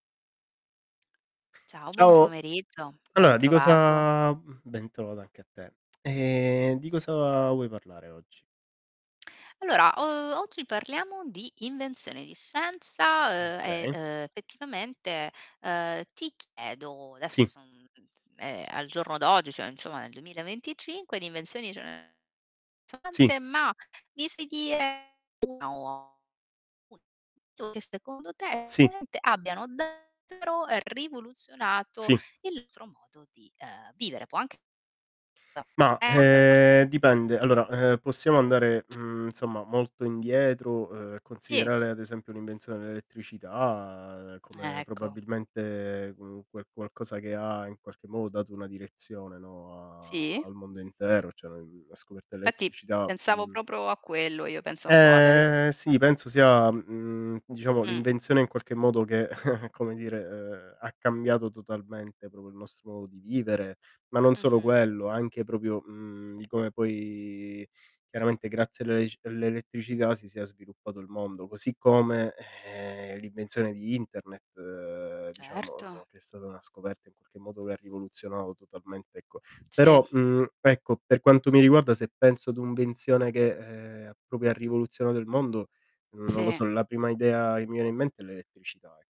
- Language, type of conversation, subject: Italian, unstructured, Qual è un’invenzione che pensi abbia rivoluzionato il mondo?
- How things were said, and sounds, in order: "okay" said as "kay"; "effettivamente" said as "fettivamente"; distorted speech; tapping; unintelligible speech; unintelligible speech; unintelligible speech; unintelligible speech; unintelligible speech; other background noise; "proprio" said as "propro"; drawn out: "Eh"; other noise; chuckle; "proprio" said as "propio"; "proprio" said as "propio"; drawn out: "poi"; "un'invenzione" said as "venzione"; "proprio" said as "propio"